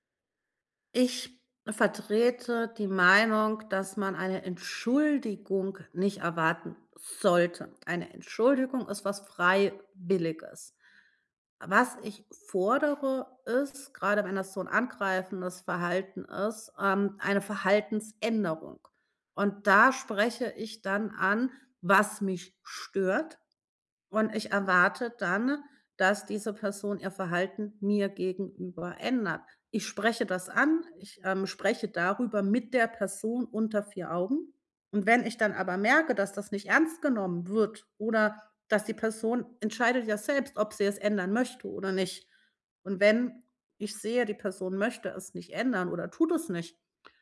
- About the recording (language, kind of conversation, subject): German, podcast, Wie entschuldigt man sich so, dass es echt rüberkommt?
- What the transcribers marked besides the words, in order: other background noise